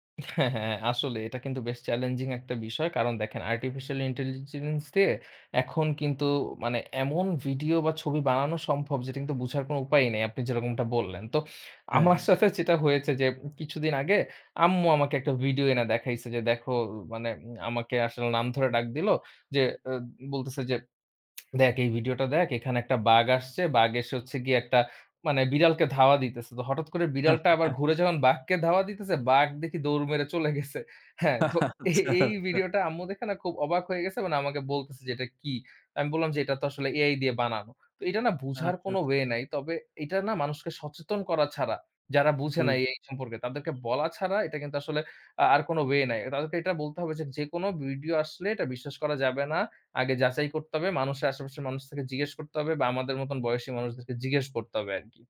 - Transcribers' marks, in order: chuckle; laughing while speaking: "আমার সাথে যেটা হয়েছে"; tsk; chuckle; scoff; chuckle; laughing while speaking: "আচ্ছা, আচ্ছা"
- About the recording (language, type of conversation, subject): Bengali, podcast, আপনি ভুয়া খবর চেনার জন্য কী করেন?